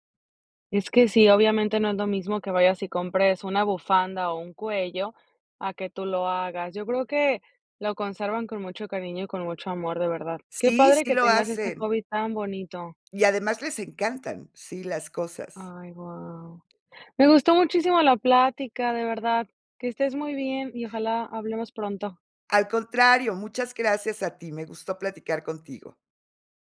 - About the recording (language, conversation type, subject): Spanish, podcast, ¿Cómo encuentras tiempo para crear entre tus obligaciones?
- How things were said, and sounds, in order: tapping; other background noise